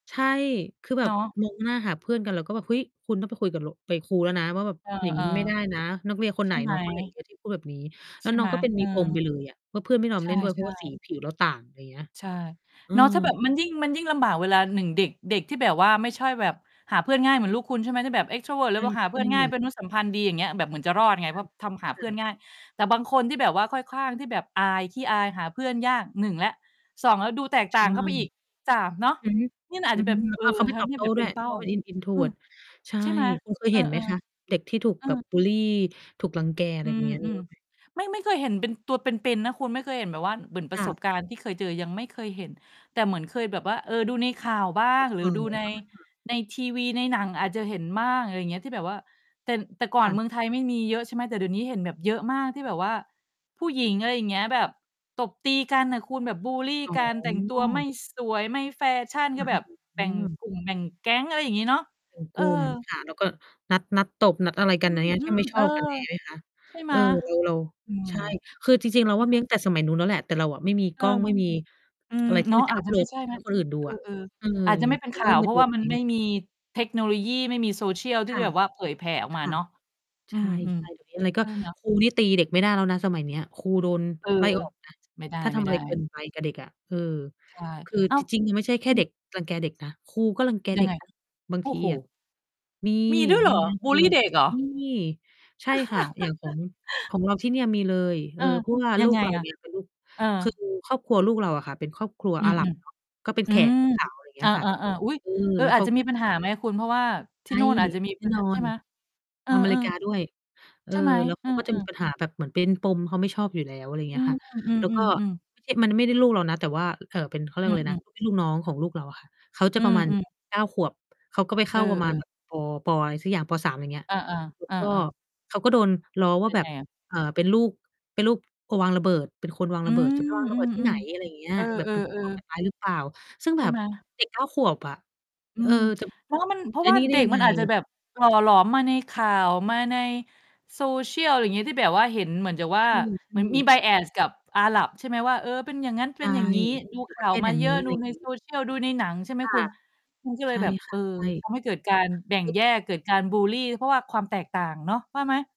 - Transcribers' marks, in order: mechanical hum; distorted speech; unintelligible speech; other background noise; stressed: "มี"; chuckle; lip smack; static; in English: "Bias"
- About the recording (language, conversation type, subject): Thai, unstructured, ทำไมเด็กบางคนถึงถูกเพื่อนรังแก?